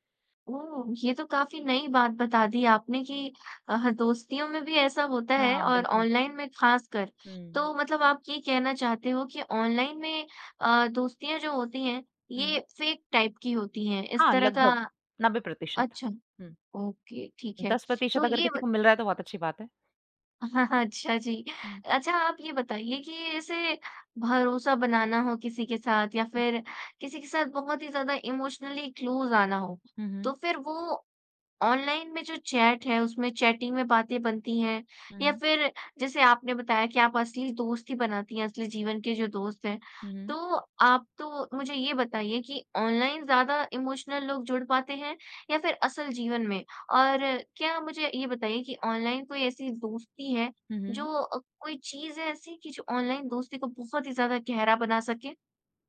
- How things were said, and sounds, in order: in English: "फ़ेक टाइप"; in English: "ओके"; laughing while speaking: "हाँ, हाँ"; in English: "इमोशनली क्लोज़"; in English: "इमोशनल"
- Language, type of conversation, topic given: Hindi, podcast, ऑनलाइन दोस्तों और असली दोस्तों में क्या फर्क लगता है?